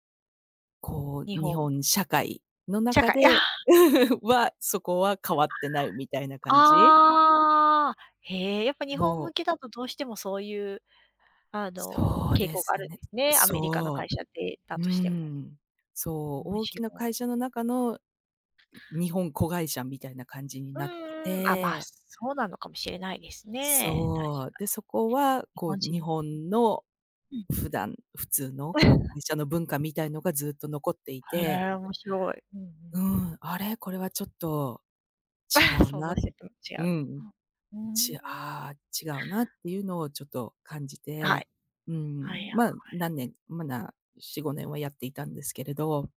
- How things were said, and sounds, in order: laugh; other background noise; chuckle; laugh
- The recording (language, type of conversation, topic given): Japanese, unstructured, 夢が叶ったら、まず最初に何をしたいですか？
- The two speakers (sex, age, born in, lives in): female, 40-44, Japan, Japan; female, 50-54, Japan, United States